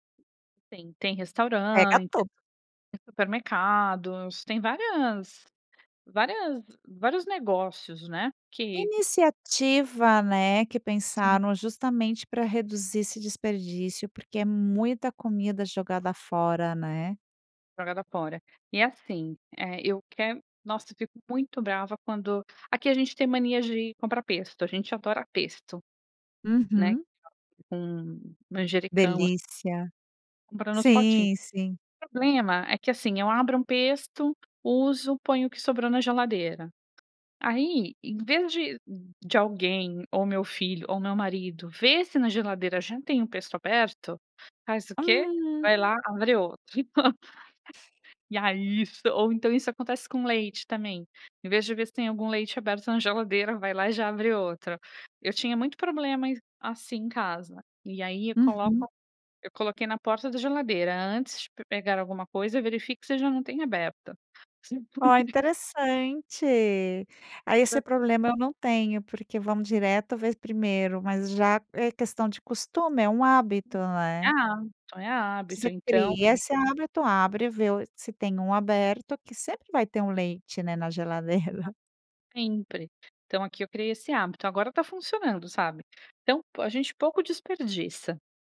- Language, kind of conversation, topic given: Portuguese, podcast, Como reduzir o desperdício de comida no dia a dia?
- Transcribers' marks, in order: tapping; unintelligible speech; laugh; other background noise; laugh; unintelligible speech; laughing while speaking: "geladeira"